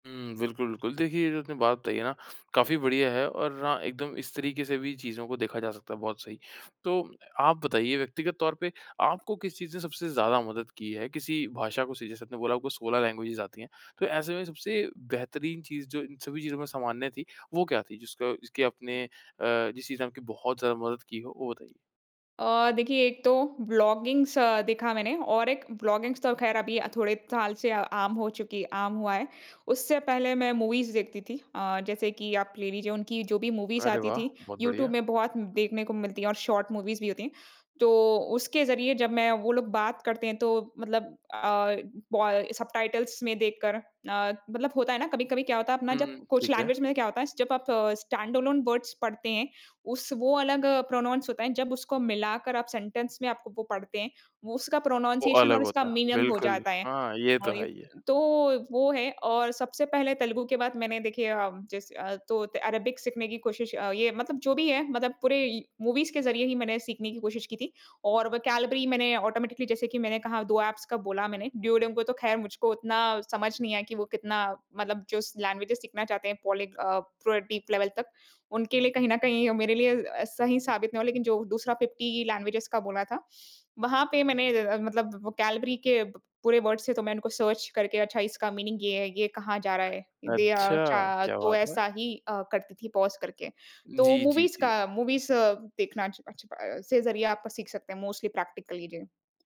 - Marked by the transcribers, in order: in English: "लैंग्वेजेज़"; tapping; in English: "ब्लॉगिंग्स"; in English: "ब्लॉगिंग्स"; in English: "मूवीज़"; in English: "मूवीज़"; in English: "शॉर्ट मूवीज़"; in English: "सबटाइटल्स"; in English: "लैंग्वेज़"; in English: "स्टैंड एलोन वर्ड्स"; in English: "प्रोनाउंस"; in English: "सेंटेंस"; in English: "प्रोनन्सिएशन"; in English: "मीनिंग"; in English: "मूवीज़"; in English: "वोकैब्यलेरी"; in English: "ऑटोमैटिकली"; in English: "एप्स"; in English: "लैंग्वेज"; in English: "पॉलीग"; in English: "डीप लेवल"; in English: "फिफ्टी लैंग्वेज़"; in English: "वोकैब्यलेरी"; in English: "वर्ड्स"; in English: "सर्च"; in English: "मीनिंग"; other background noise; in English: "पॉज़"; in English: "मूवीज़"; in English: "मूवीज़"; in English: "मोस्टली प्रैक्टिकली"
- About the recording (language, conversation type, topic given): Hindi, podcast, नई भाषा सीखने के व्यावहारिक छोटे रास्ते क्या हैं?